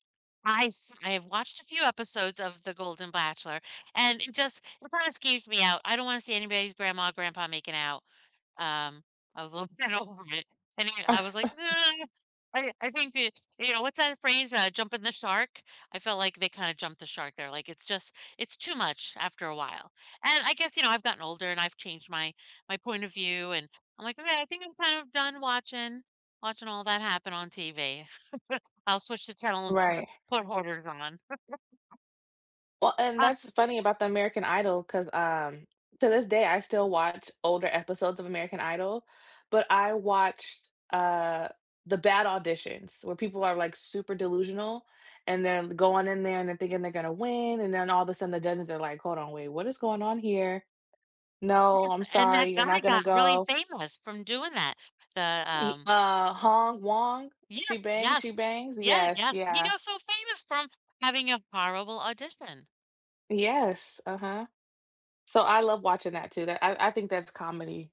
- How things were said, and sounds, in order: alarm; chuckle; drawn out: "No"; chuckle; chuckle
- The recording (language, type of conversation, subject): English, unstructured, Which reality shows are your irresistible comfort watches, and what moments or personalities keep you glued?
- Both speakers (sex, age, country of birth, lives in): female, 30-34, United States, United States; female, 50-54, United States, United States